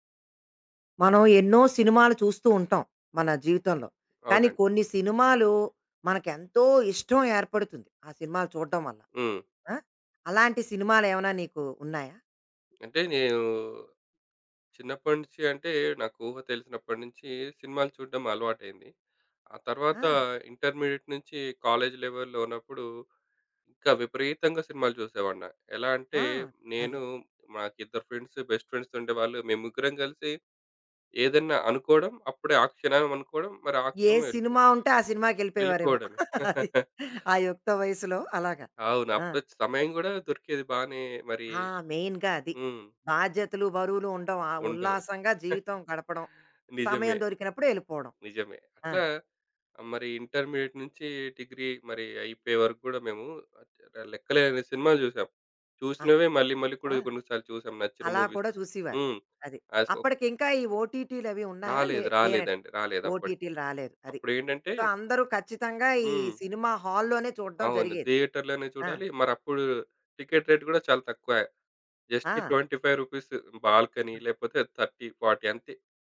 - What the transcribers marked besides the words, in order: in English: "ఇంటర్మీడియేట్"; in English: "లెవెల్‌లో"; in English: "ఫ్రెండ్స్, బెస్ట్ ఫ్రెండ్స్"; chuckle; in English: "మెయిన్‌గా"; chuckle; in English: "ఇంటర్మీడియేట్"; unintelligible speech; in English: "మూవీస్"; in English: "సో"; in English: "సో"; in English: "థియేటర్‌లోనే"; in English: "టికెట్ రేట్"; in English: "జస్ట్ ట్వెంటీ ఫైవ్ రూపీస్ బాల్కనీ"; in English: "థర్టీ ఫార్టీ"
- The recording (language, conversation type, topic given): Telugu, podcast, సినిమాలు చూడాలన్న మీ ఆసక్తి కాలక్రమంలో ఎలా మారింది?